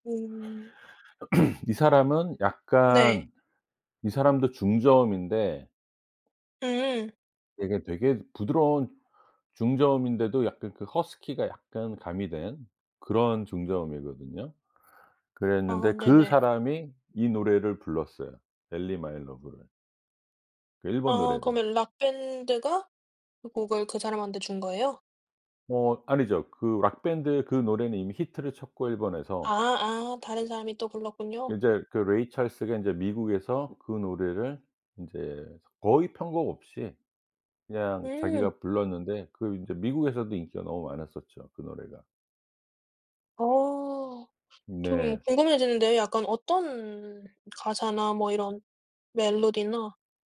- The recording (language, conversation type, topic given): Korean, podcast, 어떤 음악을 들으면 옛사랑이 생각나나요?
- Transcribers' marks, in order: throat clearing